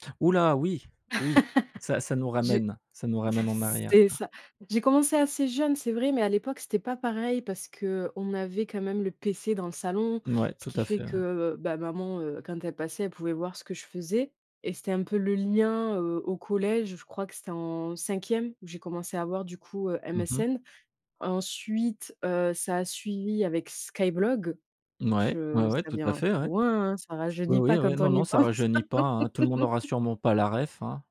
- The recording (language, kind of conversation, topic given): French, podcast, Quel rôle les réseaux sociaux jouent-ils dans ta vie ?
- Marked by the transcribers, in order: laugh; chuckle; laugh; "référence" said as "rèf"